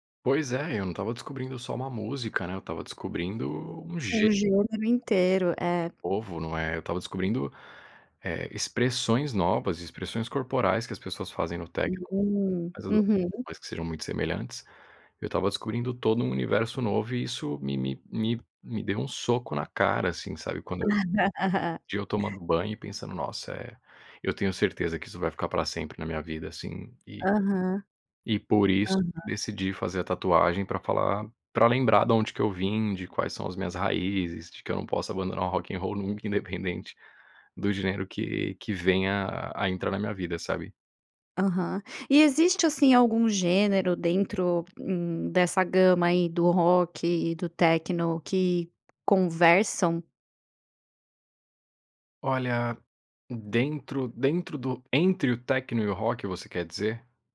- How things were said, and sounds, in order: other background noise; laugh; tapping
- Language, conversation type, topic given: Portuguese, podcast, Como a música influenciou quem você é?